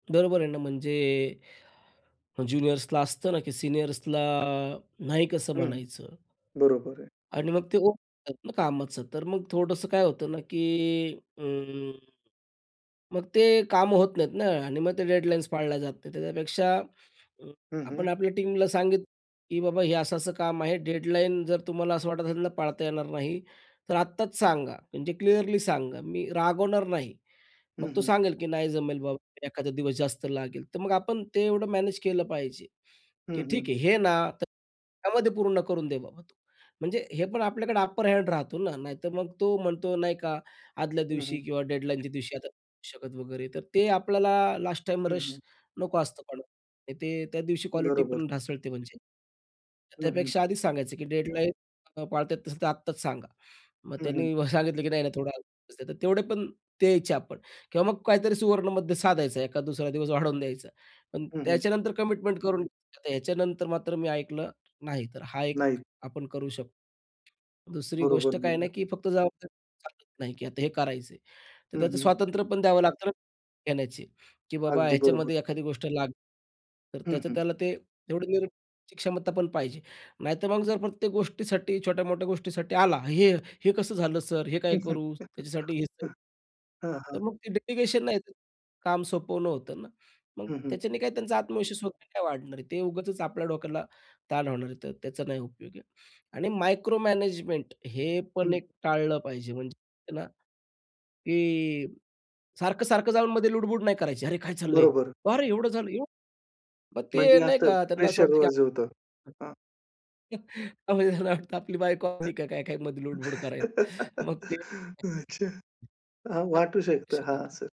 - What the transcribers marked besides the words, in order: in English: "ज्युनियर्सला"; in English: "सीनियर्सला"; in English: "डेडलाईन्स"; in English: "टीमला"; in English: "डेडलाईन"; tapping; in English: "अपर हँड"; in English: "डेडलाईनच्या"; in English: "लास्टटाईम रश"; in English: "डेडलाईन्स"; chuckle; chuckle; in English: "कमिटमेंट"; other background noise; put-on voice: "हे हे कसं झालं सर? हे काय करू?"; laughing while speaking: "हं, हं"; chuckle; in English: "डेलिगेशन"; in English: "मायक्रोमॅनेजमेंट"; put-on voice: "अरे काय चाललंय? अरे एवढं झालं, एवढं?"; chuckle; laughing while speaking: "अ, मग त्यांना वाटतं आपली … मध्ये लूडबुड करायला"; laugh; laughing while speaking: "अच्छा"
- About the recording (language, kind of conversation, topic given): Marathi, podcast, काम इतरांकडे सोपवताना काय लक्षात ठेवावे?